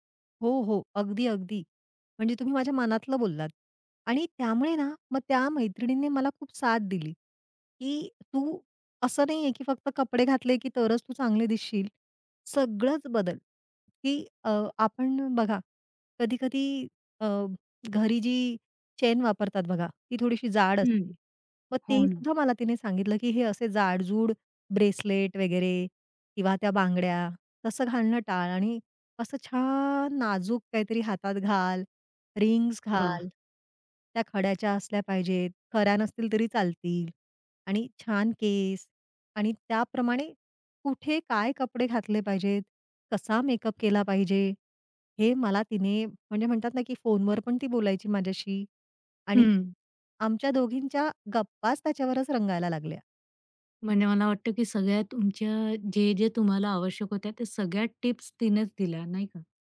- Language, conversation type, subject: Marathi, podcast, मित्रमंडळींपैकी कोणाचा पेहरावाचा ढंग तुला सर्वात जास्त प्रेरित करतो?
- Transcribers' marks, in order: other background noise; other noise; tapping